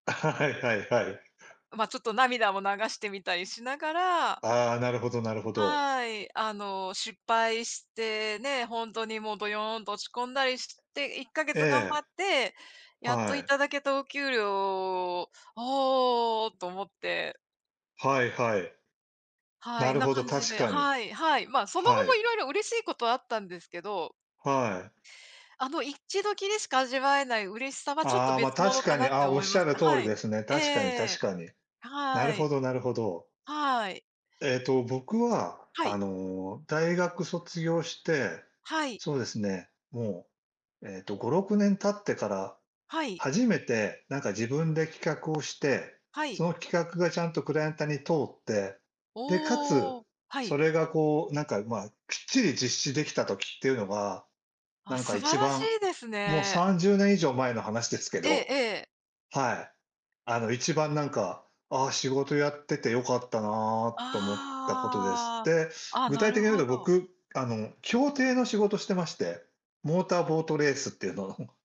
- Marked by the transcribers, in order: chuckle; other noise; other background noise; "クライアント" said as "クライアンタ"; tapping; drawn out: "ああ"; laughing while speaking: "っていうのを"
- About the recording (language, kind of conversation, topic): Japanese, unstructured, 働き始めてから、いちばん嬉しかった瞬間はいつでしたか？